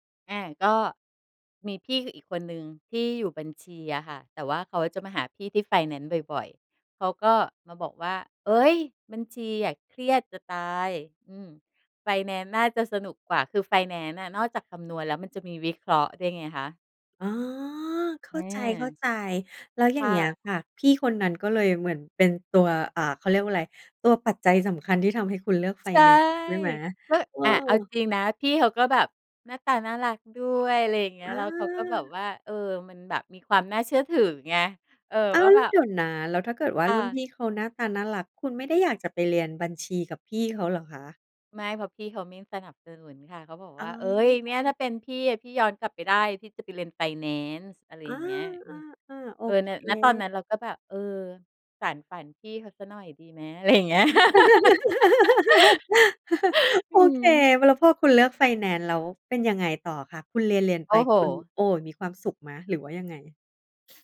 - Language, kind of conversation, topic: Thai, podcast, คุณช่วยเล่าเหตุการณ์ที่เปลี่ยนชีวิตคุณให้ฟังหน่อยได้ไหม?
- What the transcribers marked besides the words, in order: tapping; laugh; laughing while speaking: "อย่างเงี้ย"; laugh; sniff